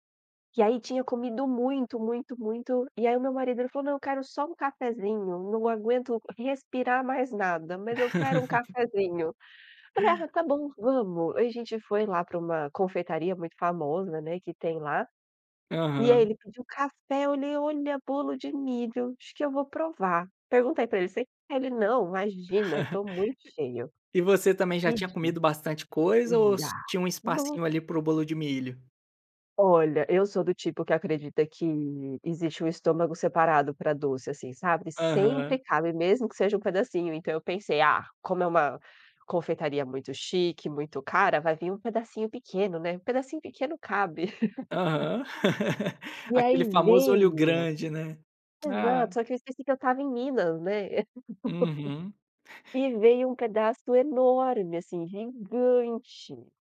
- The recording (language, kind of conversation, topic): Portuguese, podcast, Qual foi a melhor comida que você já provou e por quê?
- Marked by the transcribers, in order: laugh; laugh; unintelligible speech; laugh; laugh